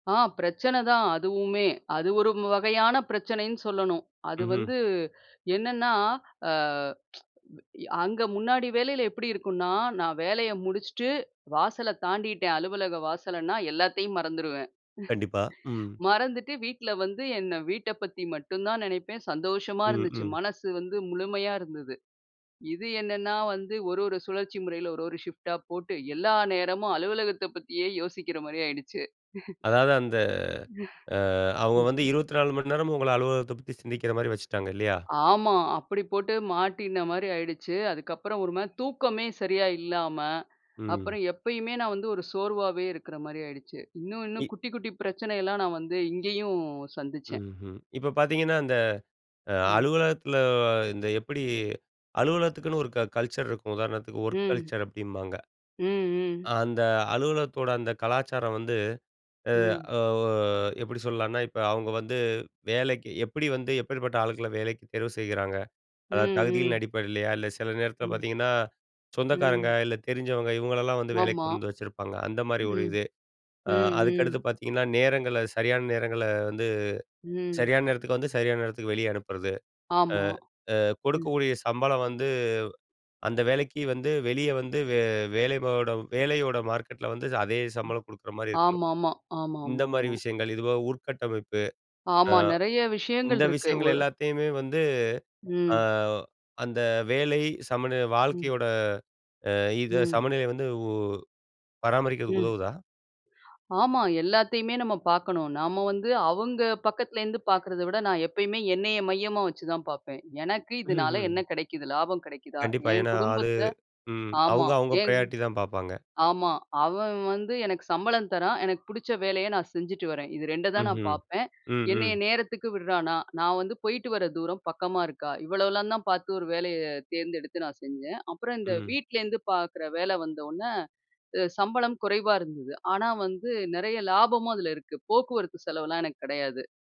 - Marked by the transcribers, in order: tsk; in English: "ஷிஃப்ட்"; chuckle; other noise; in English: "கல்ச்சர்"; in English: "ஒர்க் கல்ச்சர்"; drawn out: "ஒ"; other background noise; unintelligible speech; in English: "பிரையாரிட்டி"
- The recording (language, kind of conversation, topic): Tamil, podcast, வேலை-வாழ்க்கை சமநிலை பற்றி உங்கள் சிந்தனை என்ன?
- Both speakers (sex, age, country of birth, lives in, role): female, 45-49, India, India, guest; male, 40-44, India, India, host